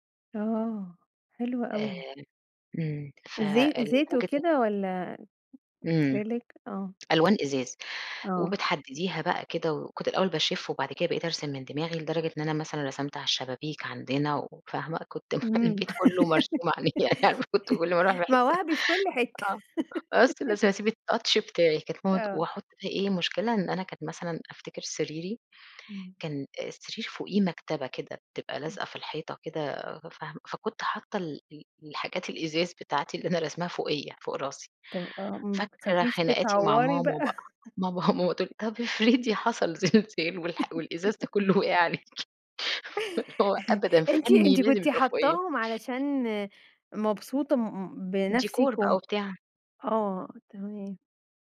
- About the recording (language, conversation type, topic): Arabic, podcast, احكيلي عن هوايتك المفضلة وإزاي حبيتها؟
- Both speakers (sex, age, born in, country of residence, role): female, 35-39, Egypt, Egypt, host; female, 40-44, Egypt, Portugal, guest
- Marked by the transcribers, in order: unintelligible speech; laughing while speaking: "مخ"; giggle; laughing while speaking: "يعني كنت"; unintelligible speech; giggle; in English: "الtouch"; laugh; laughing while speaking: "ماما تقُول لي طَب افرضي … عليكِ، اللي هو"; laugh; chuckle